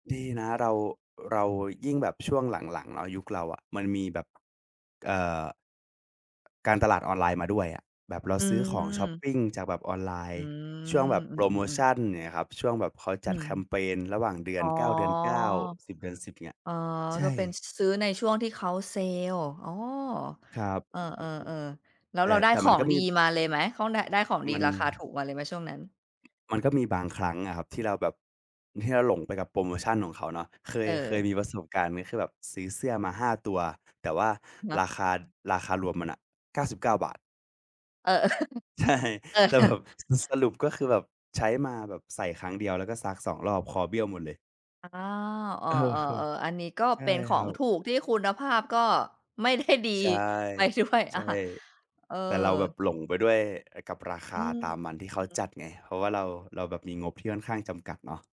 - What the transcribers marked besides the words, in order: tapping; laughing while speaking: "เออ ๆ เออ"; laughing while speaking: "ใช่"; other noise; laughing while speaking: "ไม่ได้ดีไปด้วย"
- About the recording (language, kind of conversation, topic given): Thai, podcast, ถ้างบจำกัด คุณเลือกซื้อเสื้อผ้าแบบไหน?